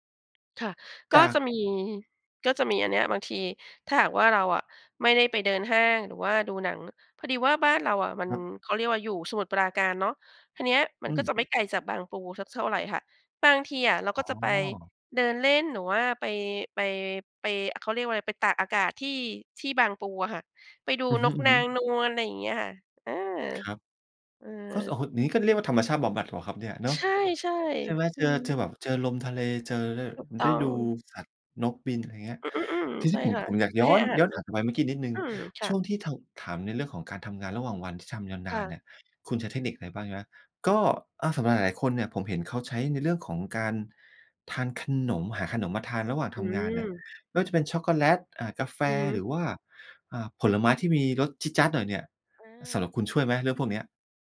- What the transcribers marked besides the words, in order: "ทีเนี้ย" said as "ทาเนี้ย"; "ก็" said as "ก๊อด"
- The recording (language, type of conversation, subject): Thai, podcast, เวลาเหนื่อยจากงาน คุณทำอะไรเพื่อฟื้นตัวบ้าง?